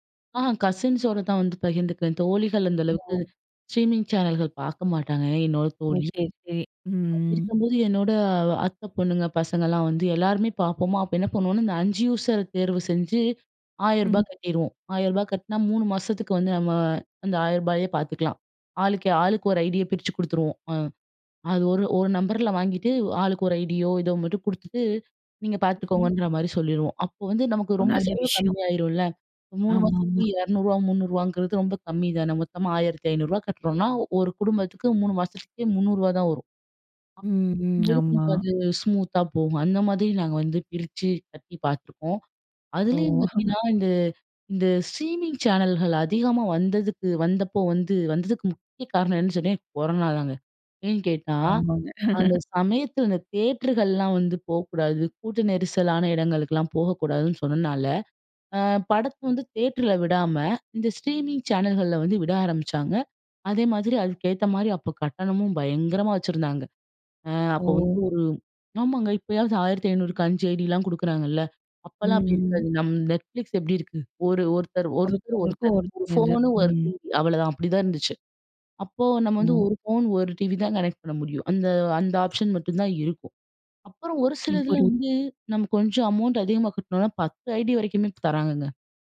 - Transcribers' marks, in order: in English: "கசின்ஸ்ஸோட"; in English: "ஸ்ட்ரீமிங் சேனல்கள்"; other background noise; other noise; lip smack; chuckle; in English: "ஸ்ட்ரீமிங் சேனல்கள்"; chuckle; in English: "ஸ்ட்ரீமிங் சேனல்கள்ல"
- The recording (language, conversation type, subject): Tamil, podcast, ஸ்ட்ரீமிங் சேவைகள் தொலைக்காட்சியை எப்படி மாற்றியுள்ளன?